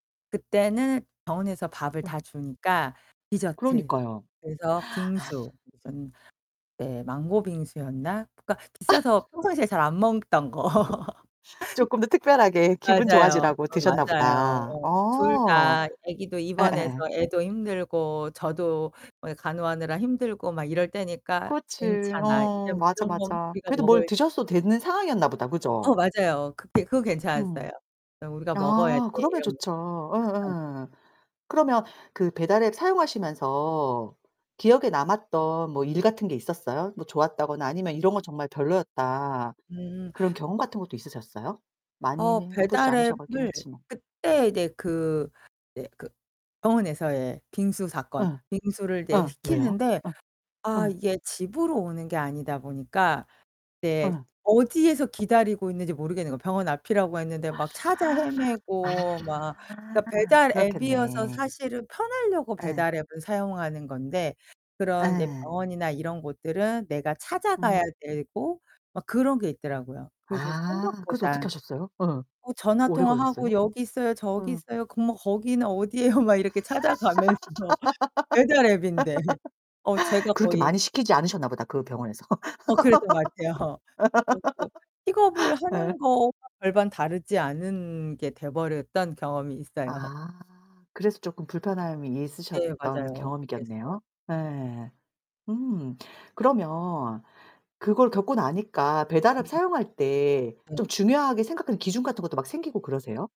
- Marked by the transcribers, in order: distorted speech; laugh; laugh; unintelligible speech; tapping; gasp; laugh; laughing while speaking: "찾아가면서 배달 앱인데"; laughing while speaking: "같아요"; laugh
- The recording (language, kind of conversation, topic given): Korean, podcast, 배달 앱을 보통 어떤 습관으로 사용하시나요?